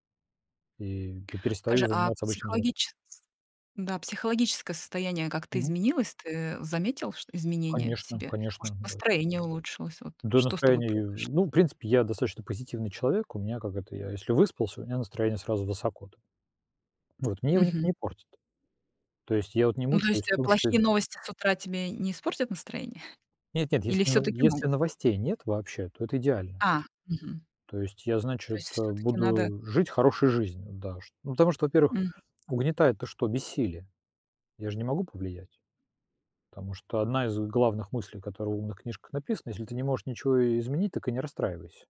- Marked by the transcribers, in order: chuckle
- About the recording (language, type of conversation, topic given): Russian, podcast, Что помогает не утонуть в потоке новостей?